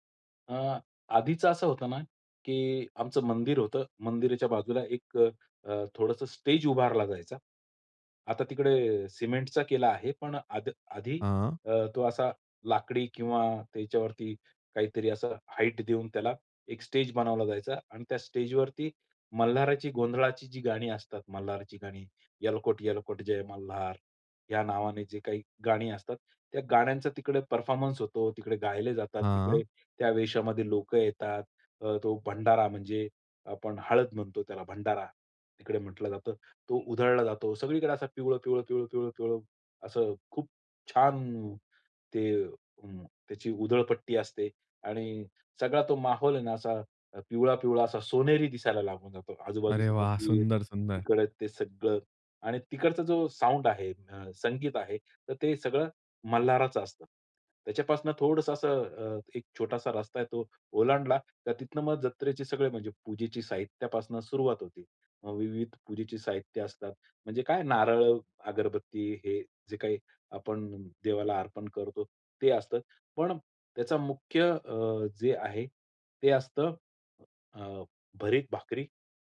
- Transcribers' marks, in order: in English: "साउंड"
- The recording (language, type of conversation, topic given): Marathi, podcast, स्थानिक सणातला तुझा आवडता, विसरता न येणारा अनुभव कोणता होता?